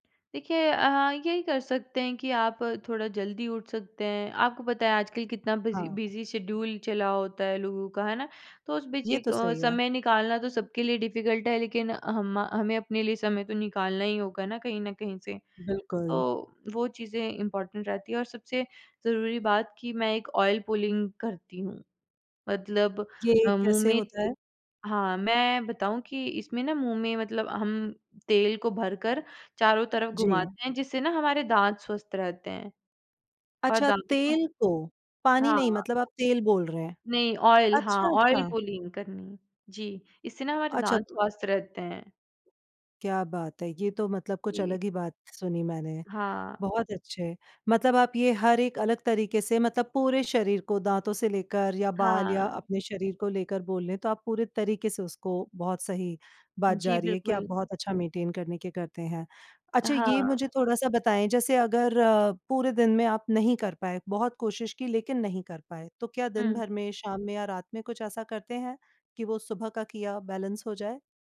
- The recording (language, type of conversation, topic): Hindi, podcast, सुबह उठते ही आपकी पहली स्वास्थ्य आदत क्या होती है?
- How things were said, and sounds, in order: in English: "बिज़ी बिज़ी शेड्यूल"; in English: "डिफिकल्ट"; in English: "इम्पोर्टेंट"; in English: "ऑयल पुलिंग"; in English: "ऑयल"; in English: "ऑयल पुलिंग"; in English: "मेंटेन"; in English: "बैलेंस"